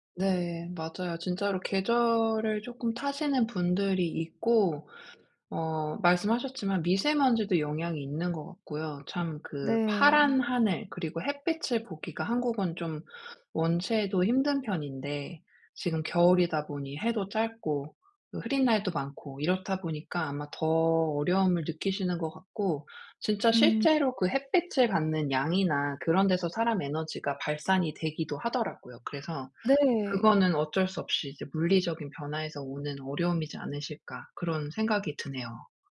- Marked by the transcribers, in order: tapping
- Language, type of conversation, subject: Korean, advice, 새로운 기후와 계절 변화에 어떻게 적응할 수 있을까요?